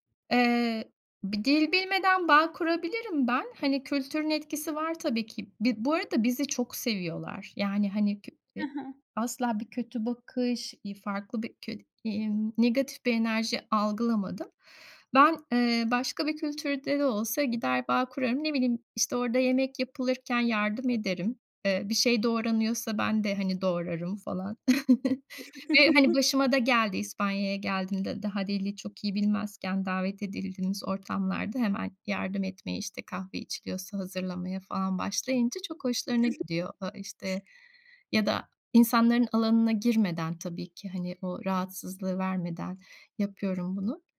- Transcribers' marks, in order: chuckle; other background noise; chuckle
- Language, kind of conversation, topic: Turkish, podcast, Dilini bilmediğin hâlde bağ kurduğun ilginç biri oldu mu?